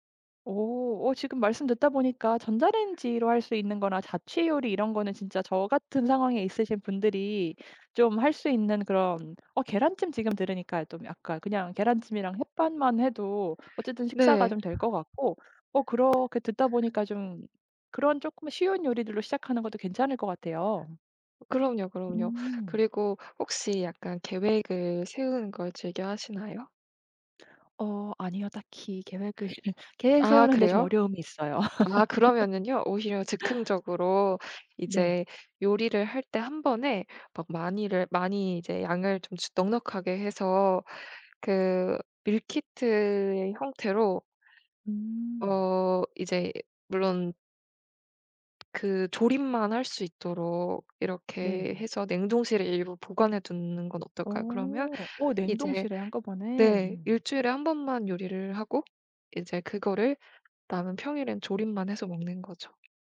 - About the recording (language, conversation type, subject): Korean, advice, 새로운 식단(채식·저탄수 등)을 꾸준히 유지하기가 왜 이렇게 힘들까요?
- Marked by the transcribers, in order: other background noise; tapping; teeth sucking; laugh; laugh